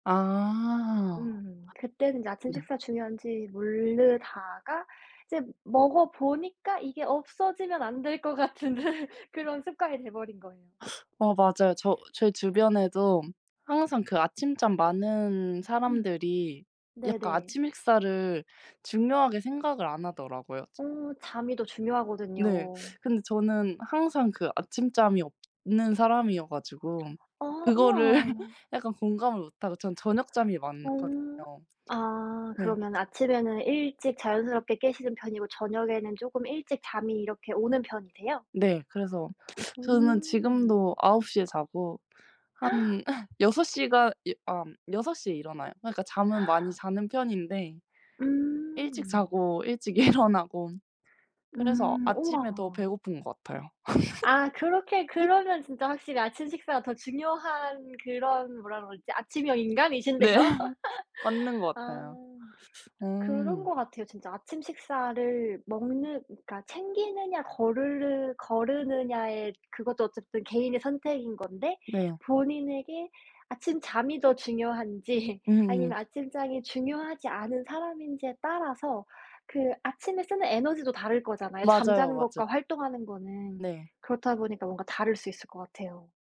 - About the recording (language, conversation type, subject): Korean, unstructured, 아침에는 샤워와 아침식사 중 무엇을 먼저 하시나요?
- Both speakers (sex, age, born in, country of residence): female, 20-24, South Korea, Philippines; female, 25-29, South Korea, United States
- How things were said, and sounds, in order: tapping; laughing while speaking: "안 될 것 같은"; other background noise; laughing while speaking: "그거를"; throat clearing; gasp; gasp; laughing while speaking: "일어나고"; laugh; laughing while speaking: "인간이신데요"; laugh; laughing while speaking: "네"; laughing while speaking: "중요한지"